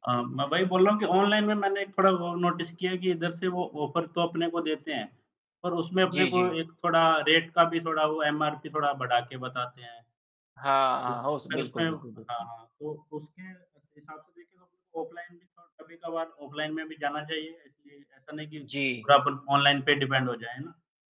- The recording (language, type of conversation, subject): Hindi, unstructured, आपको ऑनलाइन खरीदारी अधिक पसंद है या बाजार जाकर खरीदारी करना अधिक पसंद है?
- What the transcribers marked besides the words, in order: static; in English: "नोटिस"; in English: "ऑफर"; in English: "रेट"; distorted speech; in English: "डिपेंड"